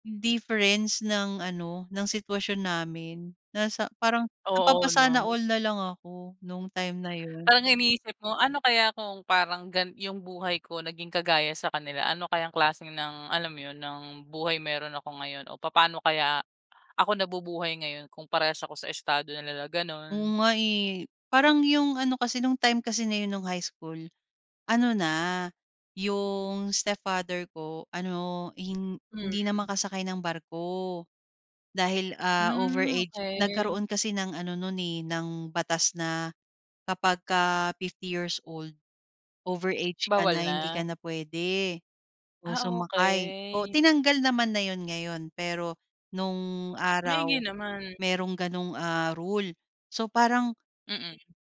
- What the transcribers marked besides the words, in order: tapping; other background noise
- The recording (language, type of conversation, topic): Filipino, podcast, Paano mo hinaharap ang pressure ng mga inaasahan sa pag-aaral?
- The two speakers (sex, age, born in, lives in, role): female, 25-29, Philippines, Philippines, host; female, 35-39, Philippines, Philippines, guest